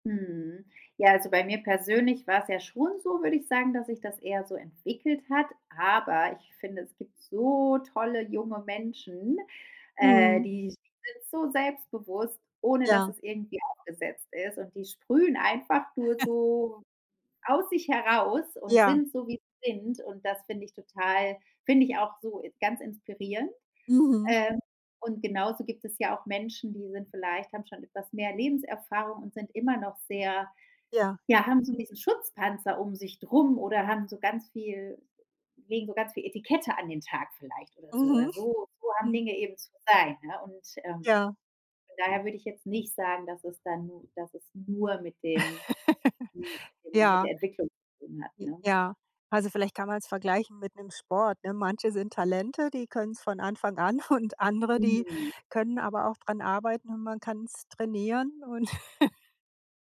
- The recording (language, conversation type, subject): German, podcast, Wie wichtig ist dir Authentizität, wenn du einen Neuanfang wagst?
- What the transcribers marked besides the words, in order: drawn out: "so"; chuckle; other background noise; stressed: "nur"; laugh; snort; chuckle